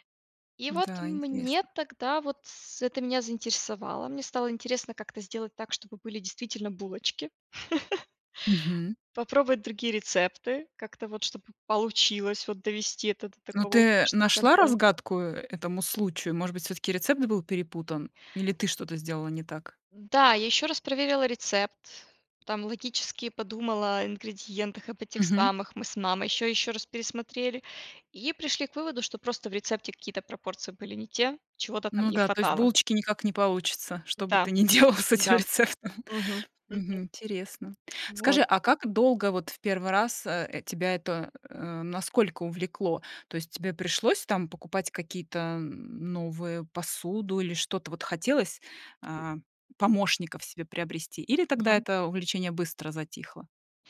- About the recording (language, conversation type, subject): Russian, podcast, Как бюджетно снова начать заниматься забытым увлечением?
- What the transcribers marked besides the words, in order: laugh; laughing while speaking: "делала с этим рецептом"